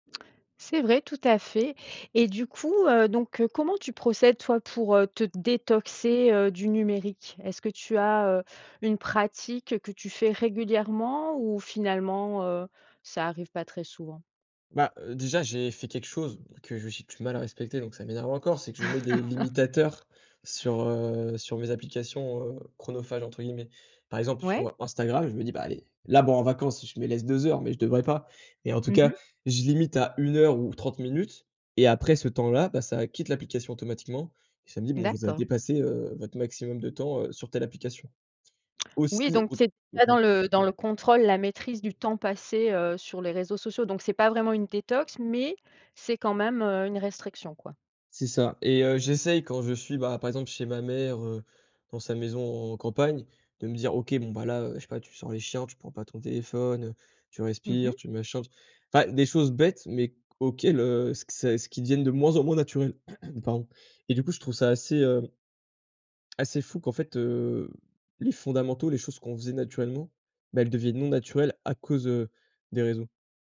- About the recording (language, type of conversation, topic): French, podcast, Comment t’organises-tu pour faire une pause numérique ?
- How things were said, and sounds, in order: stressed: "détoxer"; laugh; unintelligible speech; unintelligible speech; throat clearing